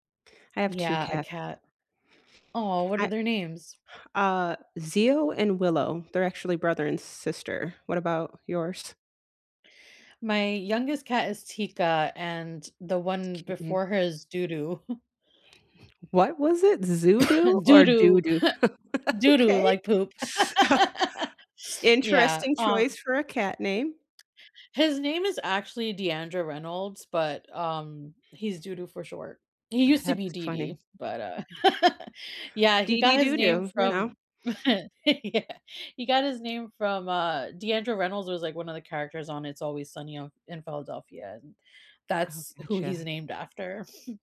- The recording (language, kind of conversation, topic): English, unstructured, What place feels like home to you, even when you're far away?
- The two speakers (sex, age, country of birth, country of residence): female, 40-44, United States, United States; female, 45-49, United States, United States
- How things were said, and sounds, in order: chuckle; cough; chuckle; laughing while speaking: "Okay"; chuckle; laugh; laughing while speaking: "That's"; other background noise; laugh; chuckle; laughing while speaking: "Yeah"; chuckle